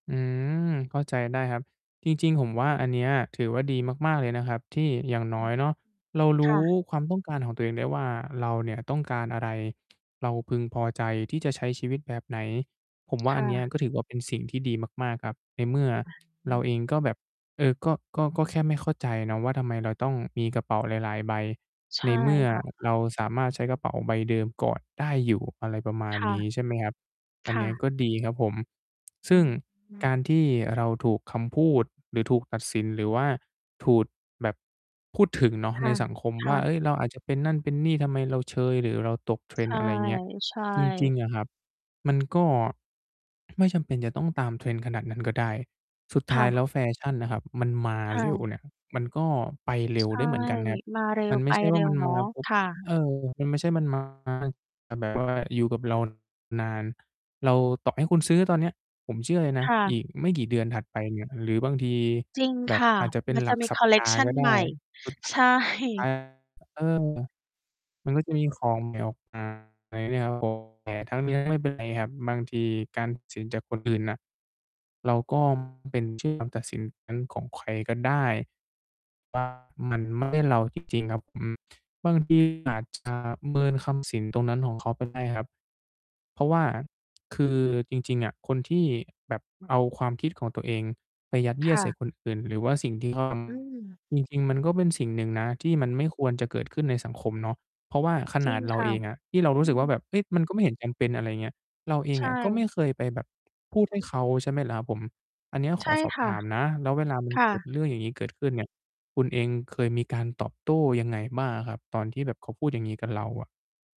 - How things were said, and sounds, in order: distorted speech; tapping; "ถูก" said as "ถูด"; laughing while speaking: "ใช่"
- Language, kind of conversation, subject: Thai, advice, คุณเคยถูกเพื่อนตัดสินอย่างไรบ้างเมื่อคุณไม่ทำตามกระแสสังคม?